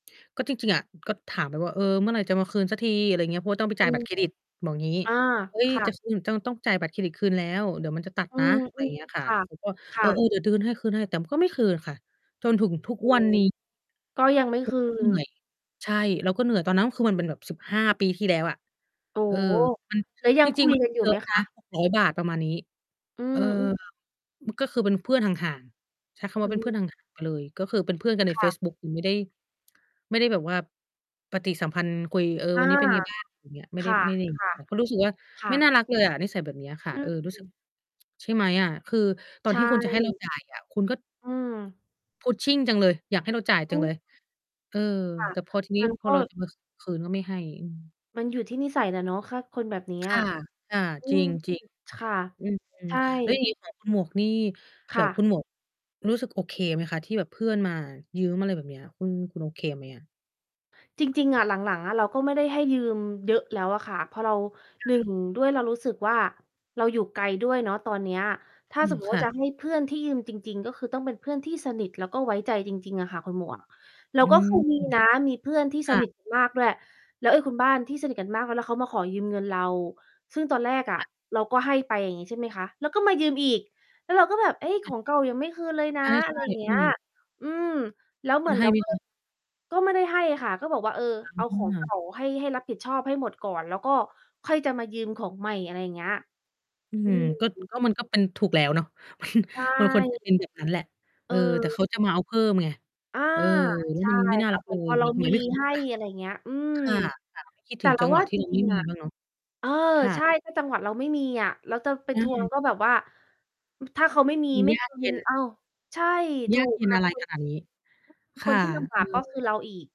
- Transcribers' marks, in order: other background noise; distorted speech; in English: "Pushing"; static; laughing while speaking: "มัน"; mechanical hum
- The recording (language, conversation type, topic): Thai, unstructured, คุณคิดอย่างไรกับคนที่ชอบยืมของแล้วไม่คืน?